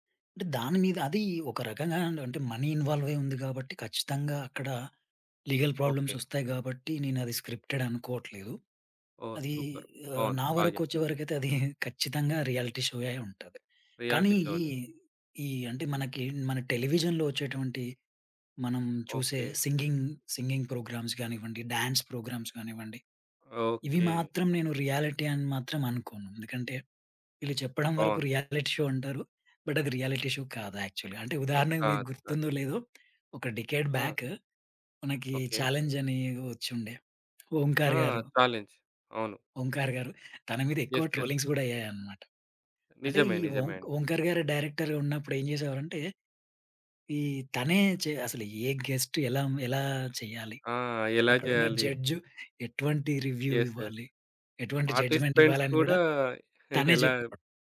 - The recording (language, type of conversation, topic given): Telugu, podcast, రియాలిటీ షోలు నిజంగానే నిజమేనా?
- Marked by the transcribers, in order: in English: "మనీ ఇన్వాల్వ్"; in English: "లీగల్ ప్రాబ్లమ్స్"; in English: "స్క్రిప్టెడ్"; in English: "సూపర్"; giggle; in English: "రియాలిటీ షో"; in English: "రియాలిటీ షోని"; in English: "టెలివిజన్‌లో"; in English: "సింగింగ్, సింగింగ్ ప్రోగ్రామ్స్"; in English: "డాన్స్ ప్రోగ్రామ్స్"; in English: "రియాలిటీ"; in English: "రియాలిటీ షో"; in English: "బట్"; in English: "రియాలిటీ షో"; other background noise; in English: "యాక్చువల్‌గా"; in English: "డికేడ్ బ్యాక్"; in English: "చాలెంజ్"; in English: "యెస్, యెస్"; in English: "ట్రోలింగ్స్"; in English: "డైరెక్టర్‌గా"; in English: "గెస్ట్"; in English: "రివ్యూ"; in English: "యెస్, యెస్ పార్టిసిపెంట్స్"; giggle